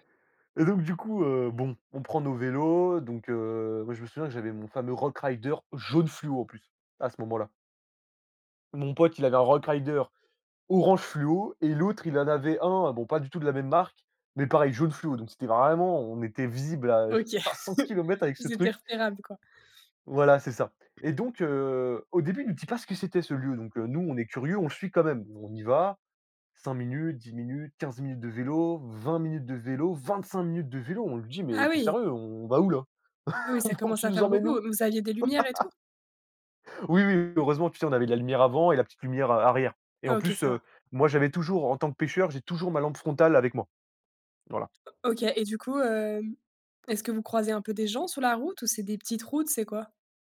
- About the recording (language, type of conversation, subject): French, podcast, Peux-tu me raconter une aventure improvisée entre amis ?
- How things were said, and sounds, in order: stressed: "vraiment"; chuckle; tapping; stressed: "vingt-cinq"; chuckle; laugh